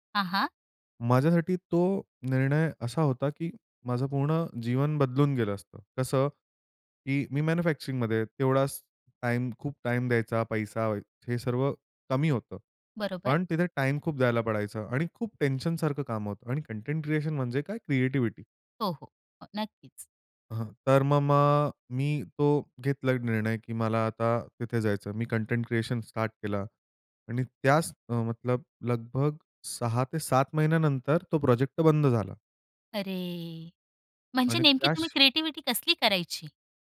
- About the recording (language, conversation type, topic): Marathi, podcast, एखाद्या मोठ्या अपयशामुळे तुमच्यात कोणते बदल झाले?
- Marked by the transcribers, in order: other noise; tapping; drawn out: "अरे!"; other background noise